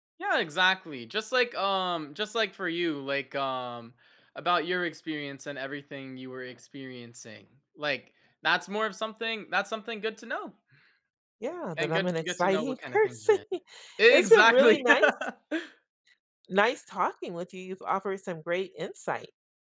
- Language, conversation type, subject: English, unstructured, What is a favorite memory that shows who you are?
- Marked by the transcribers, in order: other background noise; laughing while speaking: "exciting person"; joyful: "Exactly"; laugh